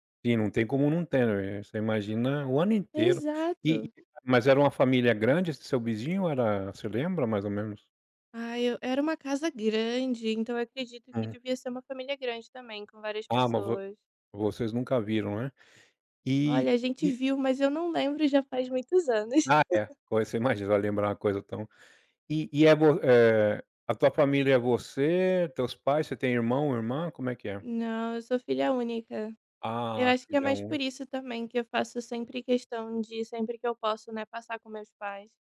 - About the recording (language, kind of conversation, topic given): Portuguese, podcast, Me conta uma tradição da sua família que você adora?
- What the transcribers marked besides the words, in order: chuckle